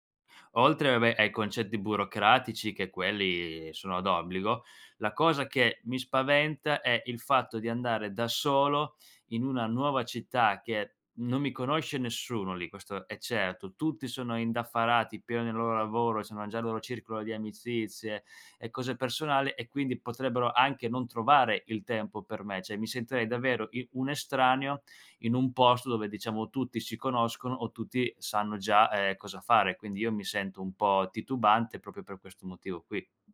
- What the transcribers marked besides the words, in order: "cioè" said as "ceh"; "proprio" said as "propio"; other background noise
- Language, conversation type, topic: Italian, advice, Come posso affrontare la solitudine e il senso di isolamento dopo essermi trasferito in una nuova città?